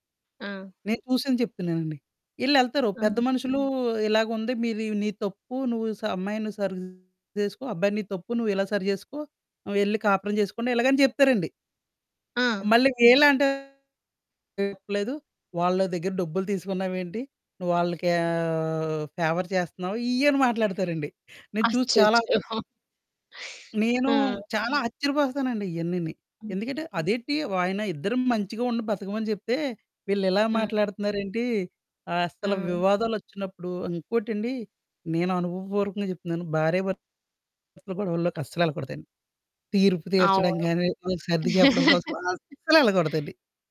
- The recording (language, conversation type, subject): Telugu, podcast, వివాదాలు వచ్చినప్పుడు వాటిని పరిష్కరించే సరళమైన మార్గం ఏది?
- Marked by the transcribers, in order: static; distorted speech; other background noise; in English: "ఫేవర్"; chuckle